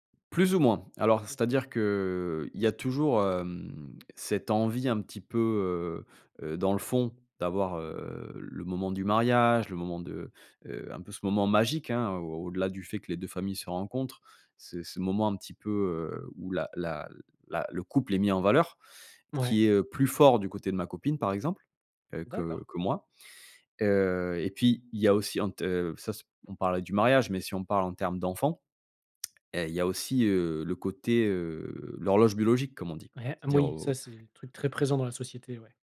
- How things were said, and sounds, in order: other background noise; tongue click
- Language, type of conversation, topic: French, advice, Quelle pression ta famille exerce-t-elle pour que tu te maries ou que tu officialises ta relation ?